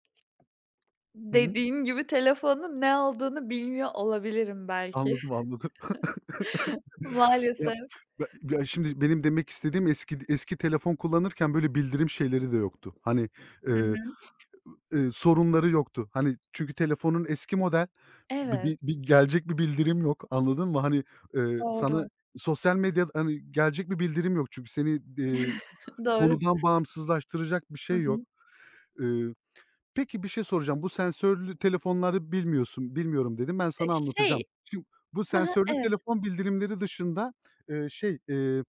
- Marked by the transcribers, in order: tapping; other background noise; chuckle; chuckle
- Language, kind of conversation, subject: Turkish, unstructured, Telefon bildirimleri işini böldüğünde ne hissediyorsun?
- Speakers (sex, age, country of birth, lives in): female, 20-24, Turkey, Poland; male, 30-34, Turkey, Germany